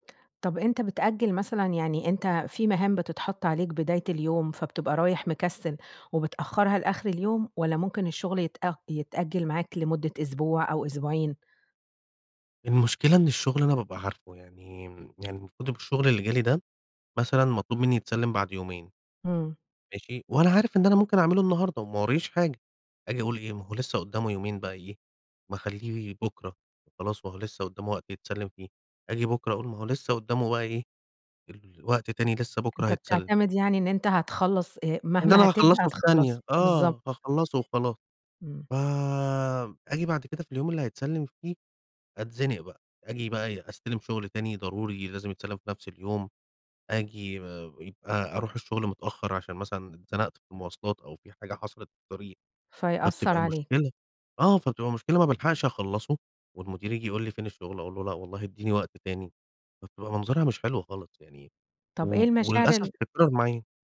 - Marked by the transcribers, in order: other background noise
- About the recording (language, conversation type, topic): Arabic, advice, بتأجّل المهام المهمة على طول رغم إني ناوي أخلصها، أعمل إيه؟